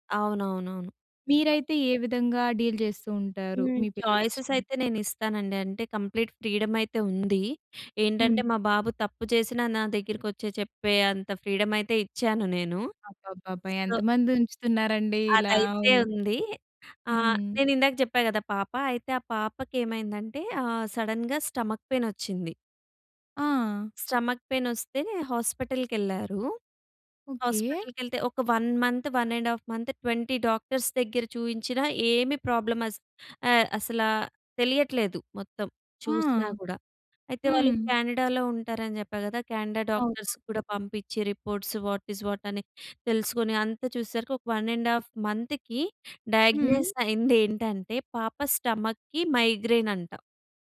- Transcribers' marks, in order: in English: "డీల్"; in English: "ఛాయిసెస్"; in English: "కంప్లీట్ ఫ్రీడమ్"; in English: "ఫ్రీడమ్"; in English: "సడెన్‌గా స్టమక్ పెయిన్"; in English: "స్టమక్ పెయిన్"; in English: "వన్ మంత్, వన్ అండ్ హాఫ్ మంత్, ట్వెంటీ డాక్టర్స్"; in English: "ప్రాబ్లమ్"; in English: "డాక్టర్స్"; in English: "రిపోర్ట్స్, వాట్ ఇజ్ వాట్"; in English: "వన్ అండ్ హాఫ్ మంత్‌కి డయాగ్నోస్"; in English: "స్టమక్‌కి మైగ్రేన్"
- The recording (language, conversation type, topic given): Telugu, podcast, స్కూల్‌లో మానసిక ఆరోగ్యానికి ఎంత ప్రాధాన్యం ఇస్తారు?